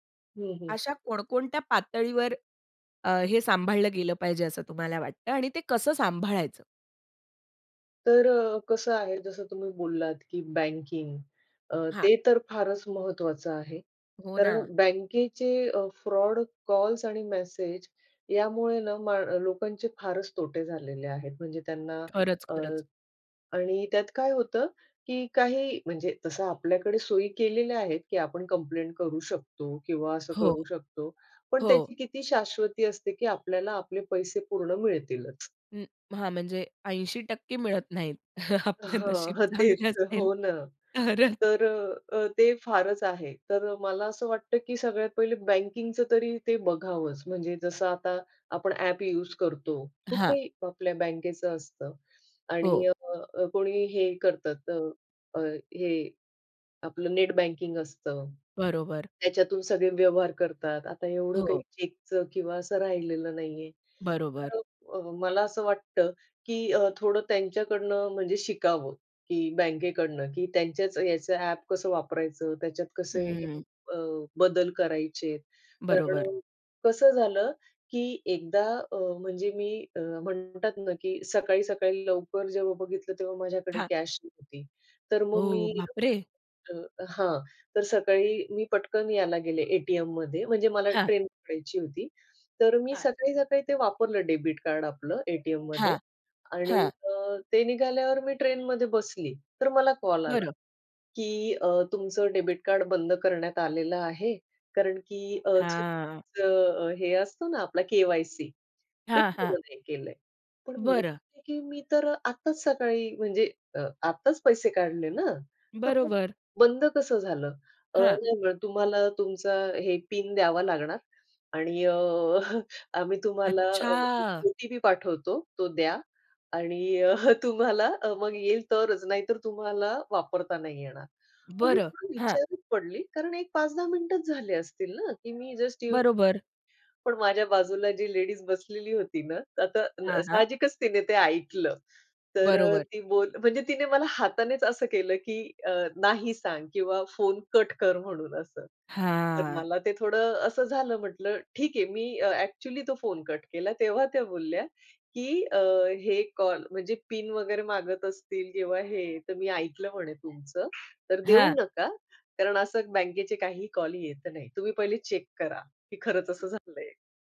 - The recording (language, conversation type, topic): Marathi, podcast, डिजिटल सुरक्षा आणि गोपनीयतेबद्दल तुम्ही किती जागरूक आहात?
- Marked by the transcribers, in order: chuckle; laughing while speaking: "आपलं नशीब चांगले असेल तर"; afraid: "बाप रे!"; drawn out: "हां"; chuckle; drawn out: "अच्छा"; other background noise; drawn out: "हां"; other noise